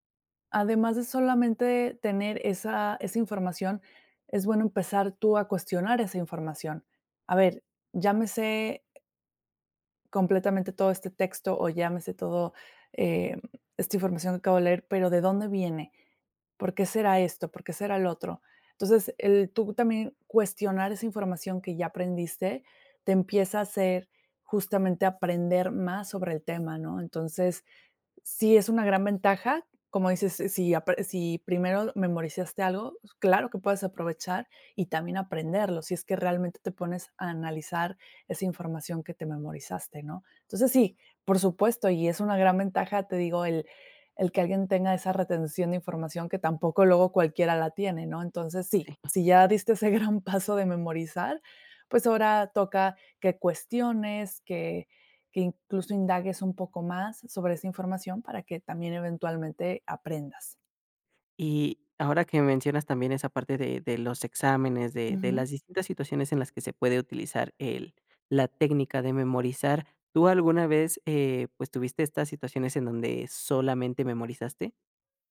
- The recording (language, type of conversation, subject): Spanish, podcast, ¿Cómo sabes si realmente aprendiste o solo memorizaste?
- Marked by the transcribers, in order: tapping; laughing while speaking: "Sí"; laughing while speaking: "gran paso"